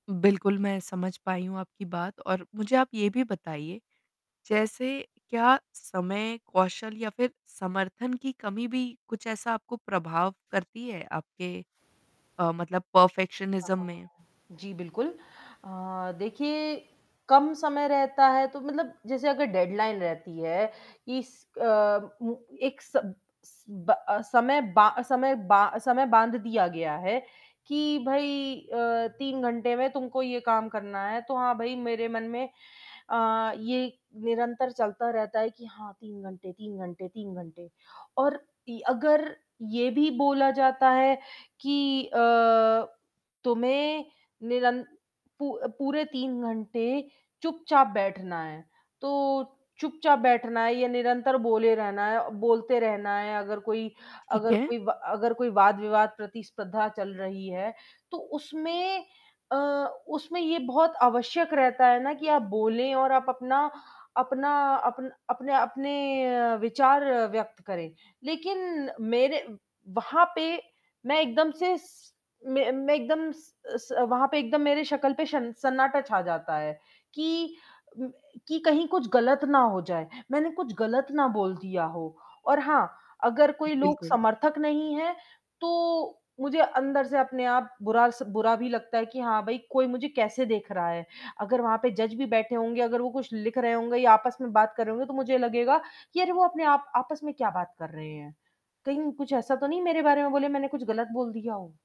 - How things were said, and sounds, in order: static; in English: "परफ़ेक्शनिज्म"; distorted speech; in English: "डेडलाइन"; in English: "जज"
- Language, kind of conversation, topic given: Hindi, advice, परफेक्शनिज़्म की वजह से आप कोई काम शुरू क्यों नहीं कर पा रहे हैं?